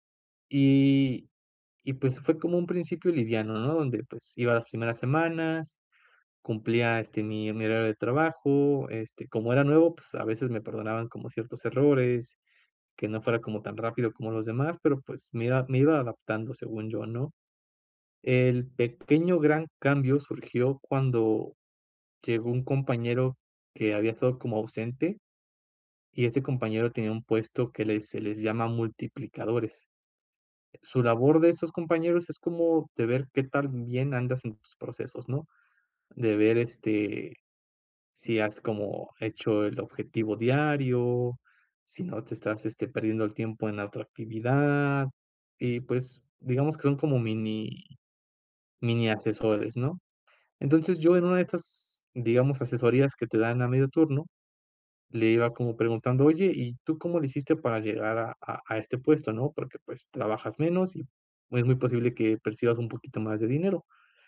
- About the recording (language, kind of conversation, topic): Spanish, advice, ¿Cómo puedo recuperar la motivación en mi trabajo diario?
- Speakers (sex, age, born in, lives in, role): male, 30-34, Mexico, Mexico, user; male, 35-39, Mexico, Mexico, advisor
- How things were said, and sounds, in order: other background noise